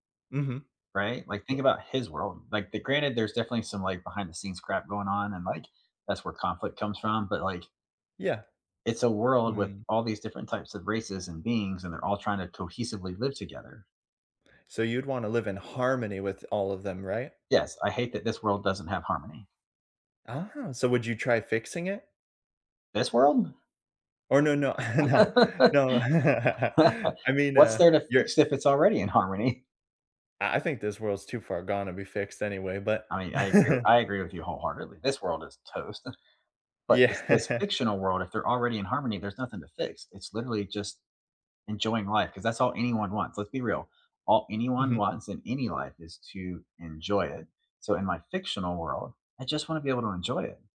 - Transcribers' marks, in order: laugh; laughing while speaking: "no"; laugh; laughing while speaking: "harmony?"; chuckle; chuckle; laughing while speaking: "Yeah"
- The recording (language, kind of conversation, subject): English, unstructured, If you could live in any fictional world for a year, which one would you choose and why?
- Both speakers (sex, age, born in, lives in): male, 25-29, United States, United States; male, 40-44, United States, United States